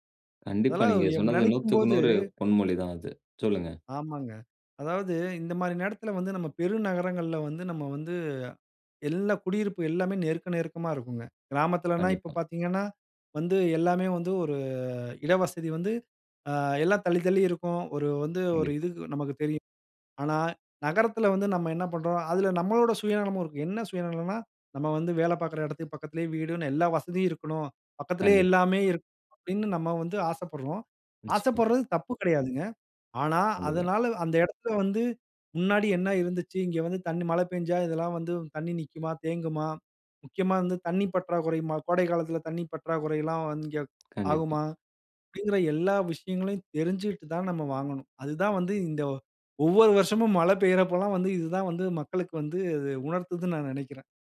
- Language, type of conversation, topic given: Tamil, podcast, மழையுள்ள ஒரு நாள் உங்களுக்கு என்னென்ன பாடங்களைக் கற்றுத்தருகிறது?
- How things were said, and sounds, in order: unintelligible speech; tapping